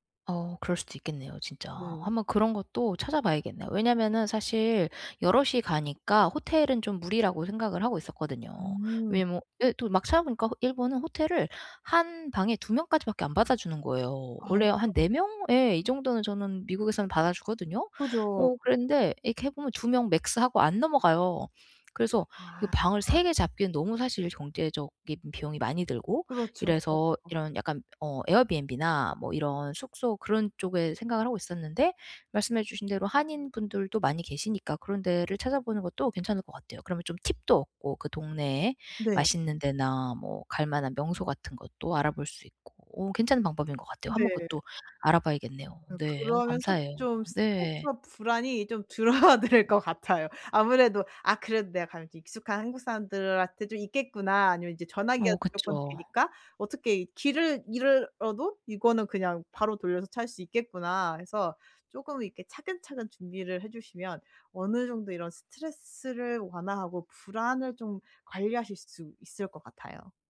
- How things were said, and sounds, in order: other background noise; in English: "맥스"
- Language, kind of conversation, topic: Korean, advice, 여행 전에 불안과 스트레스를 어떻게 관리하면 좋을까요?